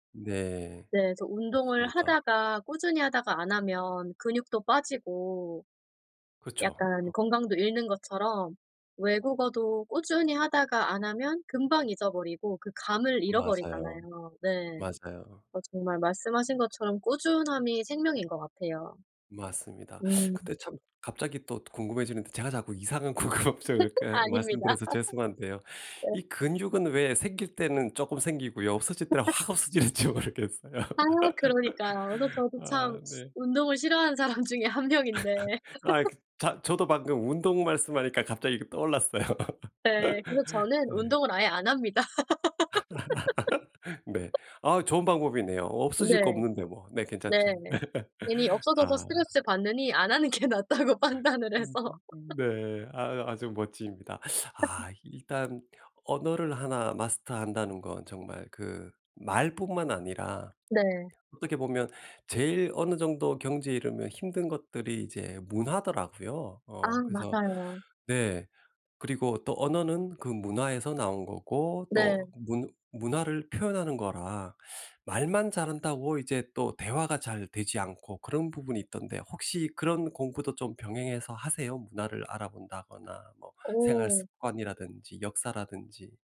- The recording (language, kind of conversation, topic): Korean, podcast, 학습 동기를 잃었을 때 어떻게 다시 되찾나요?
- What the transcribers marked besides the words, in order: tapping; other background noise; laughing while speaking: "이상한 궁금증을"; laugh; laughing while speaking: "아닙니다"; laugh; laughing while speaking: "확 없어질지 모르겠어요. 아 네"; laughing while speaking: "사람 중에 한 명인데"; laugh; laughing while speaking: "아"; laugh; laughing while speaking: "떠올랐어요"; laugh; laughing while speaking: "합니다"; laugh; laugh; laughing while speaking: "하는 게 낫다고 판단을 해서"; laugh